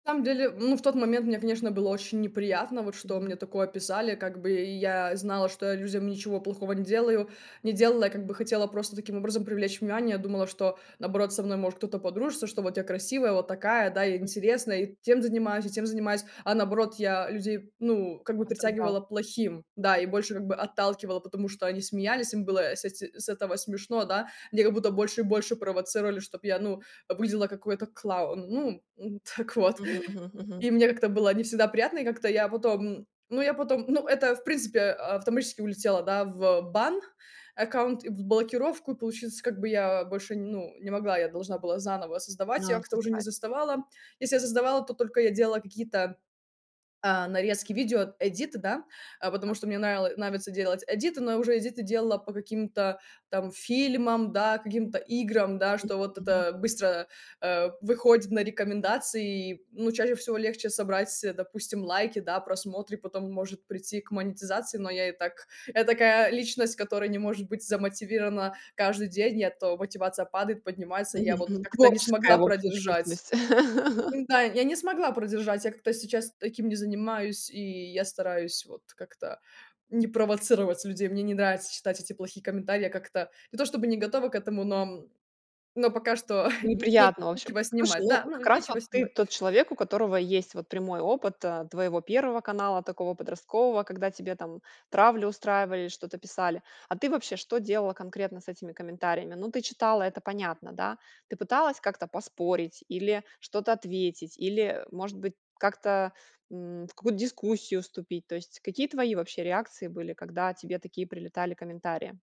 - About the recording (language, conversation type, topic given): Russian, podcast, Что делать с негативными комментариями в интернете?
- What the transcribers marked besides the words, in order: other noise; unintelligible speech; "клоун" said as "клаун"; laughing while speaking: "Так вот"; unintelligible speech; laugh; chuckle